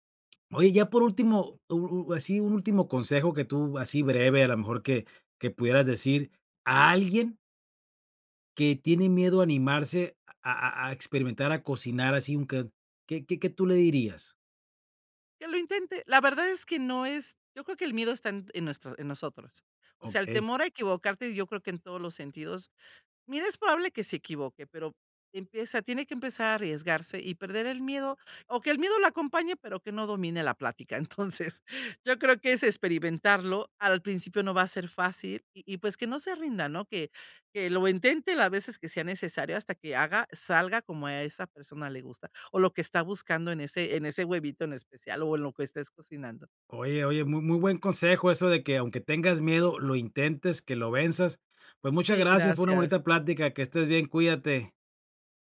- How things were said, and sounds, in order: tapping
- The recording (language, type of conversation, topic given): Spanish, podcast, ¿Cómo te animas a experimentar en la cocina sin una receta fija?